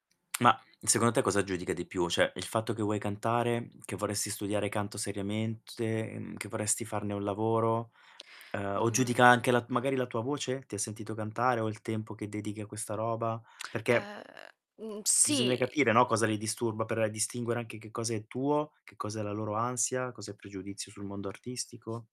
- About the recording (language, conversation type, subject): Italian, advice, Come giudica la tua famiglia le tue scelte di vita?
- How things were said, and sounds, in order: tsk; other noise; "Cioè" said as "ceh"; tapping; static; other background noise; drawn out: "Ehm"